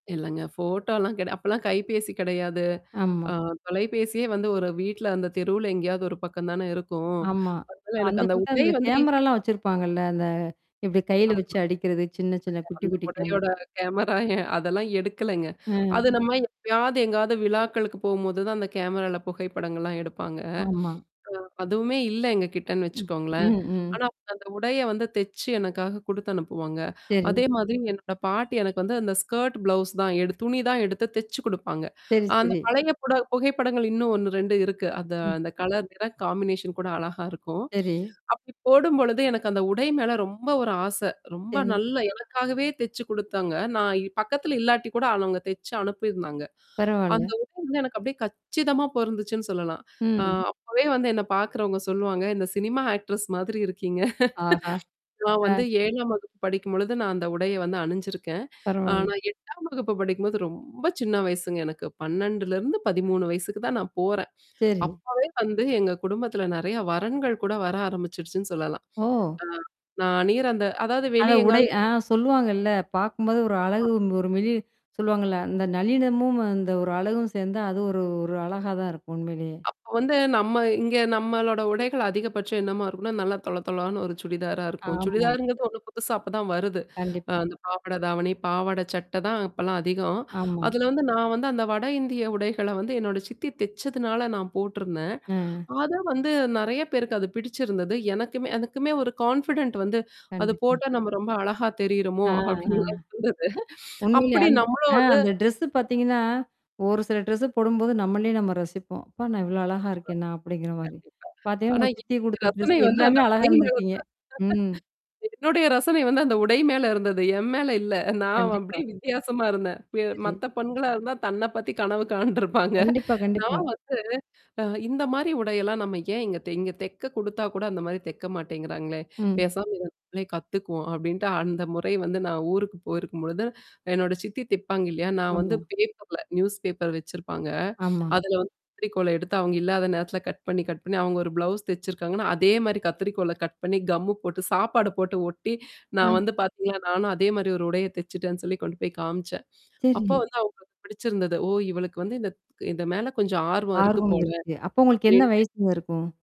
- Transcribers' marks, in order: static; distorted speech; laughing while speaking: "அதெல்லாம் எடுக்கலங்க"; other background noise; in English: "காம்பினேஷன்"; laughing while speaking: "சினிமா ஆக்டர்ஸ் மாதிரி இருக்கீங்க"; in English: "ஆக்டர்ஸ்"; mechanical hum; in English: "கான்ஃபிடன்ட்"; laughing while speaking: "தெரியிறமோ! அப்டிலெல்லாம்"; chuckle; laughing while speaking: "தன்ன பத்தி கனவு காண்டுருப்பாங்க"; unintelligible speech
- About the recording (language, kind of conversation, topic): Tamil, podcast, ஒரு திறமையை நீங்கள் தானாகவே எப்படி கற்றுக்கொண்டீர்கள்?